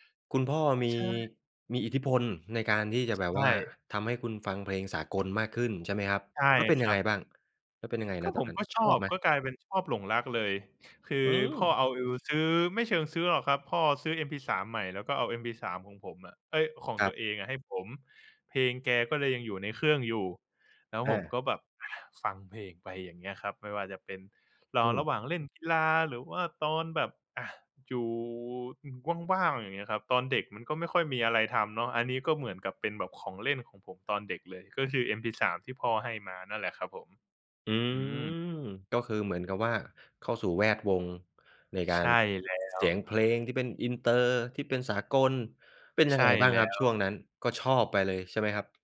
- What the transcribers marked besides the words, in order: tapping; other background noise; drawn out: "อืม"
- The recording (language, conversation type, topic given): Thai, podcast, เพลงที่คุณชอบเปลี่ยนไปอย่างไรบ้าง?